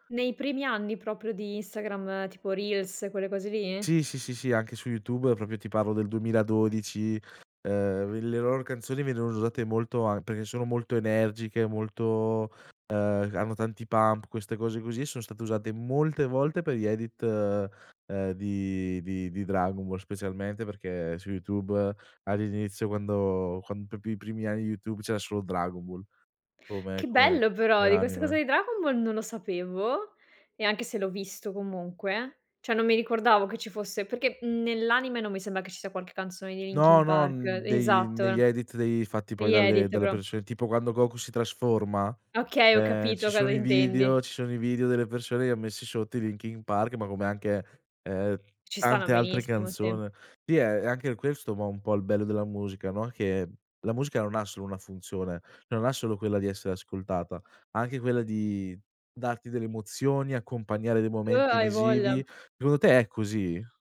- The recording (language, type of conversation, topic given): Italian, podcast, Come sono cambiati i tuoi gusti musicali negli anni?
- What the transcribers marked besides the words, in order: "proprio" said as "propio"; in English: "pump"; in English: "edit"; "proprio" said as "propio"; "cioè" said as "ceh"; in English: "edit"; in English: "edit"